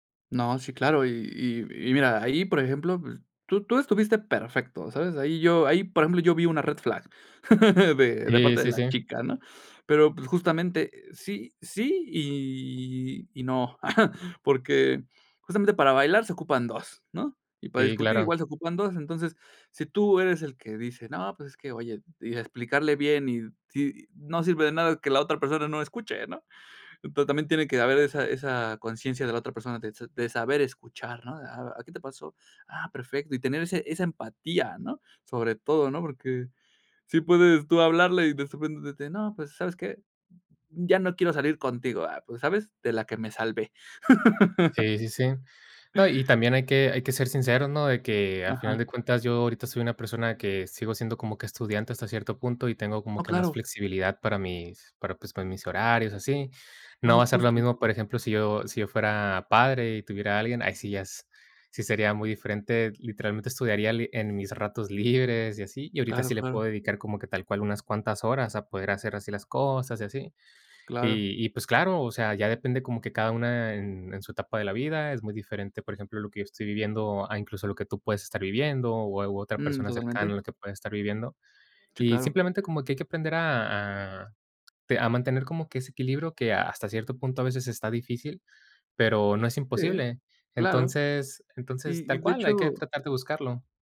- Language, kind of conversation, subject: Spanish, podcast, ¿Cómo gestionas tu tiempo entre el trabajo, el estudio y tu vida personal?
- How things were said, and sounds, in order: laugh; chuckle; laugh